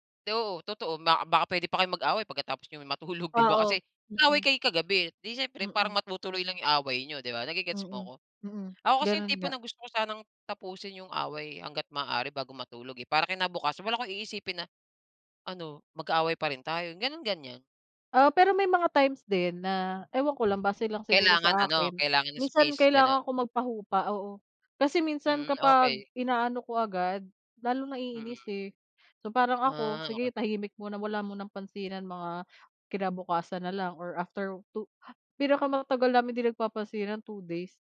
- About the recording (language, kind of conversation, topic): Filipino, unstructured, Ano ang ginagawa mo upang mapanatili ang saya sa relasyon?
- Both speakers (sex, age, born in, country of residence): female, 30-34, United Arab Emirates, Philippines; male, 35-39, Philippines, Philippines
- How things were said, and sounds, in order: none